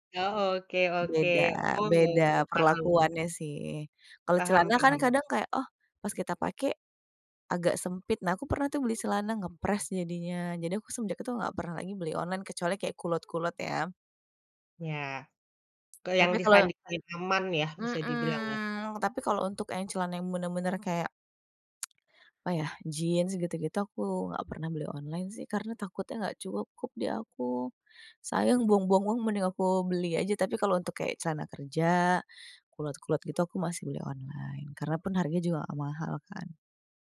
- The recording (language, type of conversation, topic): Indonesian, podcast, Bagaimana kamu menjaga keaslian diri saat banyak tren berseliweran?
- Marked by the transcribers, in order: in English: "nge-press"; drawn out: "Mhm"; tsk